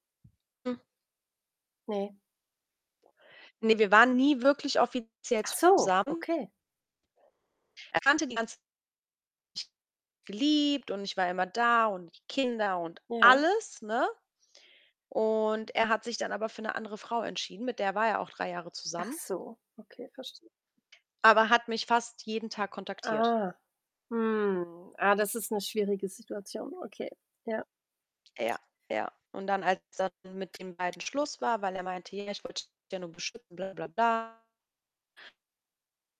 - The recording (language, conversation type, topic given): German, unstructured, Was bedeutet Glück für dich persönlich?
- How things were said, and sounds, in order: tapping; unintelligible speech; static; distorted speech; surprised: "Ach so"; other background noise; drawn out: "geliebt"; stressed: "alles"